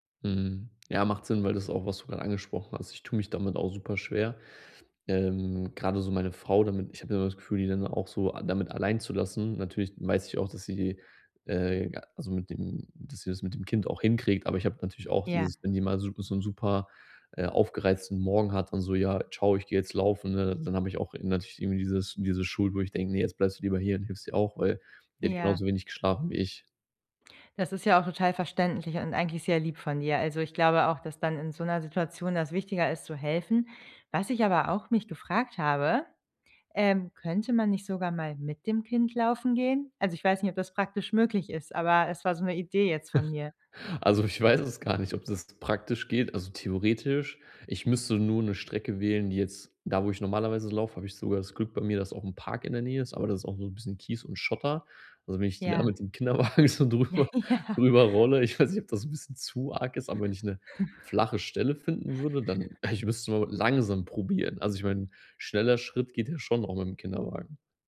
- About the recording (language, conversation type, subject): German, advice, Wie bleibe ich motiviert, wenn ich kaum Zeit habe?
- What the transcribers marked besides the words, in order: chuckle; laughing while speaking: "ich weiß es gar nicht"; other background noise; laughing while speaking: "Kinderwagen so"; laughing while speaking: "Ja"; chuckle; chuckle